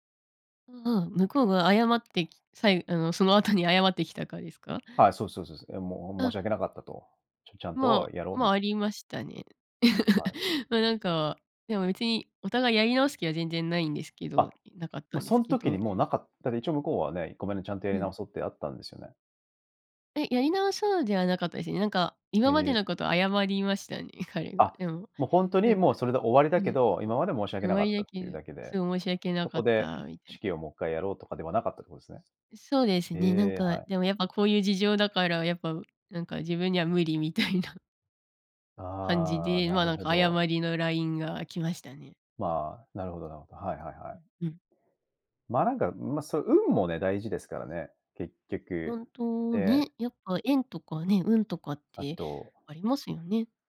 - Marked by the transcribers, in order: laugh; other background noise; "一回" said as "もっかい"; laughing while speaking: "みたいな"
- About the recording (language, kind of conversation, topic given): Japanese, podcast, タイミングが合わなかったことが、結果的に良いことにつながった経験はありますか？